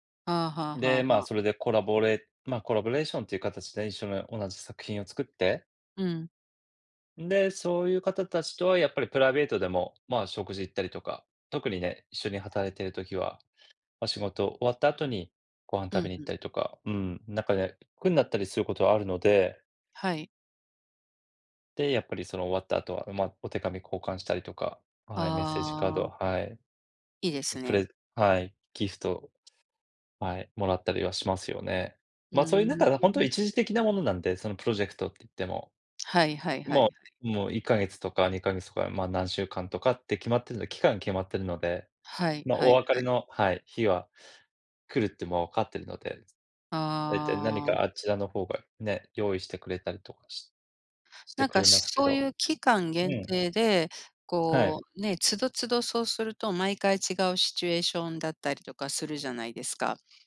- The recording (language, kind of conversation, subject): Japanese, unstructured, 仕事中に経験した、嬉しいサプライズは何ですか？
- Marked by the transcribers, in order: none